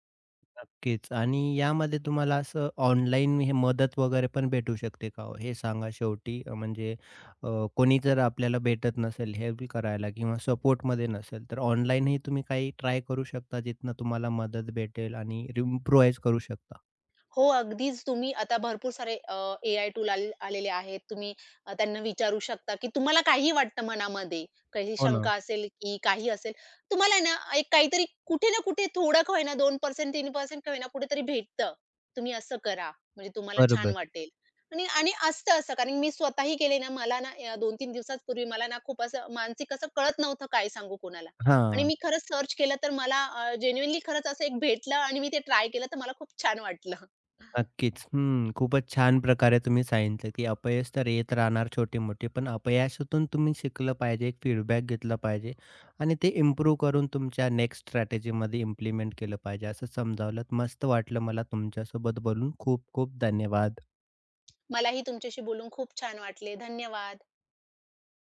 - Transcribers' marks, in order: other background noise; in English: "इम्प्रुवाइज"; tapping; in English: "सर्च"; in English: "जेन्युइनली"; laughing while speaking: "वाटलं"; chuckle; in English: "फीडबॅक"; in English: "इम्प्रूव्ह"; in English: "स्ट्रॅटेजीमध्ये इम्प्लिमेंट"
- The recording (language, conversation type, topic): Marathi, podcast, अपयशानंतर पुन्हा प्रयत्न करायला कसं वाटतं?